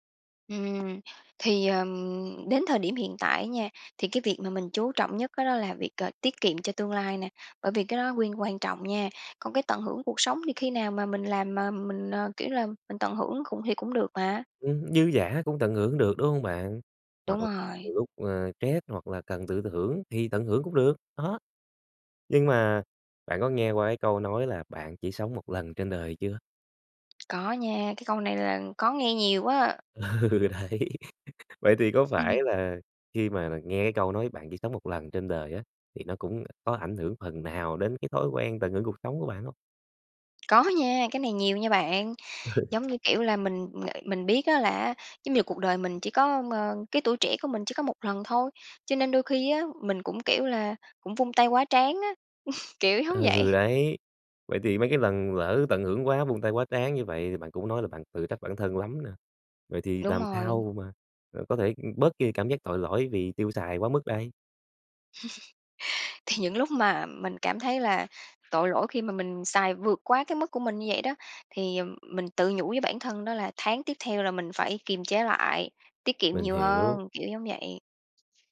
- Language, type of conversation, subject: Vietnamese, podcast, Bạn cân bằng giữa tiết kiệm và tận hưởng cuộc sống thế nào?
- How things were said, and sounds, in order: tapping; "stress" said as "trét"; other background noise; laughing while speaking: "Ừ, đấy"; laugh; unintelligible speech; laugh; laugh; laugh; laughing while speaking: "Thì"